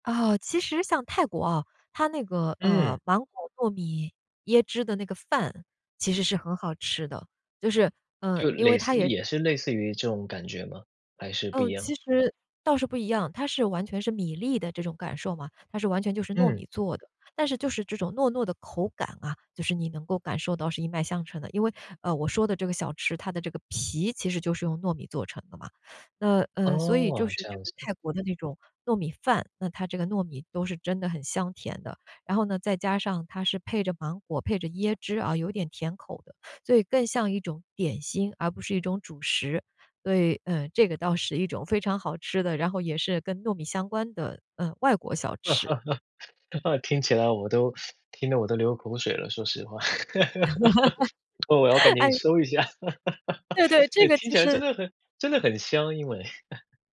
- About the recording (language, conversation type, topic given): Chinese, podcast, 你最喜欢的本地小吃是哪一种，为什么？
- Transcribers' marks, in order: "类似" said as "蕾似"; laugh; teeth sucking; laugh; laughing while speaking: "哎"; laugh; chuckle